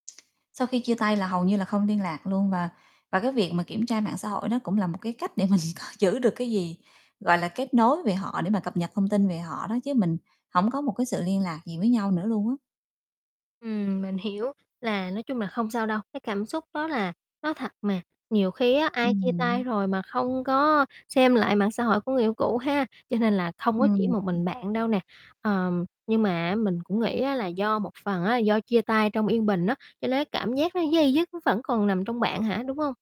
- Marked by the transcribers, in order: other background noise; laughing while speaking: "mình coi"; static; unintelligible speech
- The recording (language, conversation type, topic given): Vietnamese, advice, Làm sao để tôi có thể ngừng kiểm tra mạng xã hội của người yêu cũ?
- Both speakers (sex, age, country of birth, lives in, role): female, 20-24, Vietnam, Vietnam, advisor; female, 35-39, Vietnam, Vietnam, user